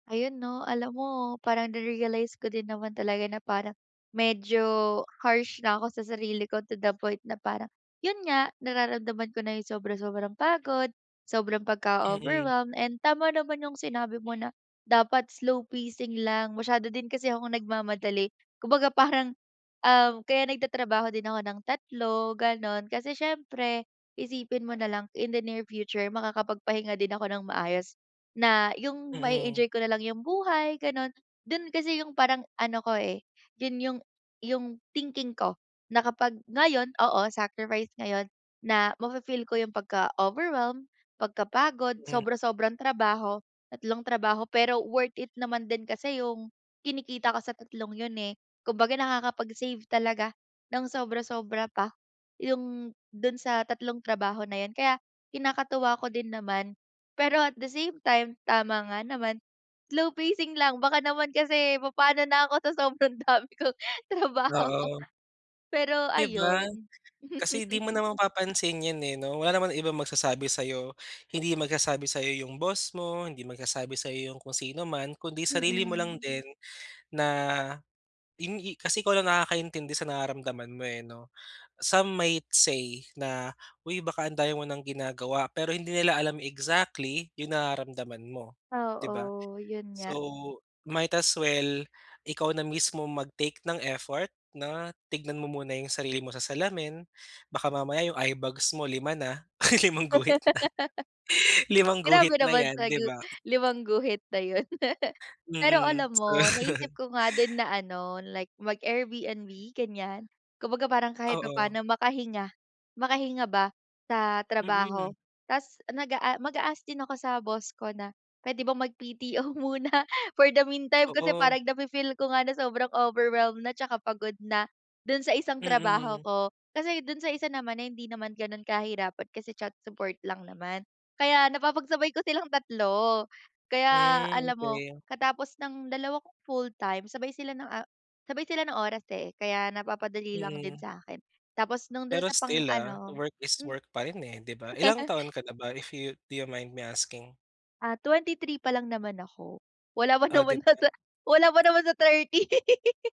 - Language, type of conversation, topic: Filipino, advice, Ano ang maaari kong gawin kapag pagod at sobra akong nabibigatan sa mga iniisip kaya hindi ko ma-enjoy ang panonood o pagpapahinga?
- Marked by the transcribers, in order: in English: "to the point"; other background noise; in English: "in the near future"; in English: "at the same time"; laughing while speaking: "sobrang dami kong trabaho"; laugh; in English: "Some might say"; in English: "So, might as well"; laugh; laugh; laugh; laughing while speaking: "muna"; in English: "for the meantime"; in English: "chat support"; in English: "work is work"; laugh; in English: "If you do you mind me asking?"; laughing while speaking: "naman kasi wala pa naman sa thirty"